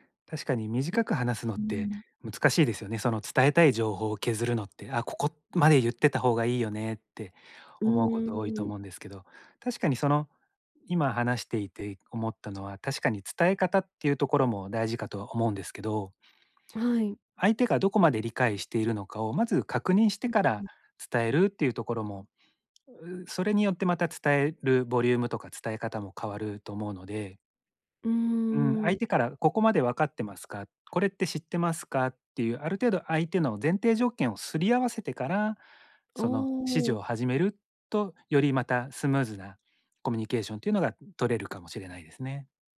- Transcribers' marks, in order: tapping
- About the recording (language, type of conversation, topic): Japanese, advice, 短時間で会議や発表の要点を明確に伝えるには、どうすればよいですか？
- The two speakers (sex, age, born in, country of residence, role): female, 35-39, Japan, Japan, user; male, 45-49, Japan, Japan, advisor